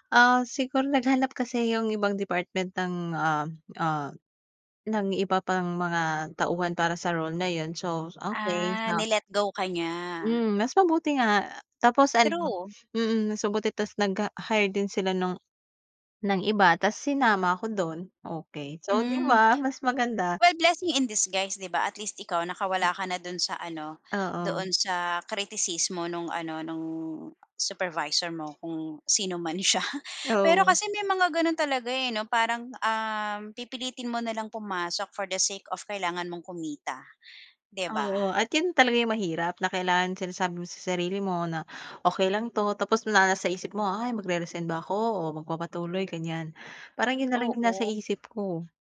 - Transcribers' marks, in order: laughing while speaking: "siya"
- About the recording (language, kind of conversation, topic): Filipino, podcast, Ano ang pinakamahalagang aral na natutunan mo sa buhay?